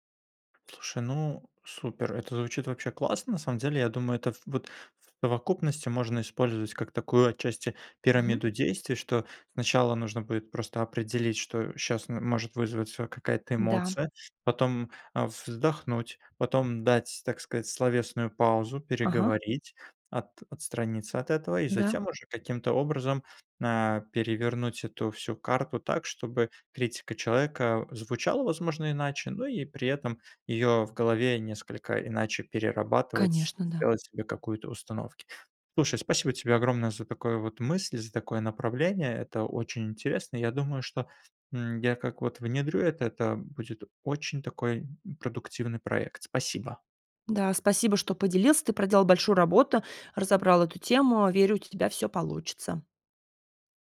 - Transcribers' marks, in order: other background noise; tapping
- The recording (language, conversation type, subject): Russian, advice, Почему мне трудно принимать критику?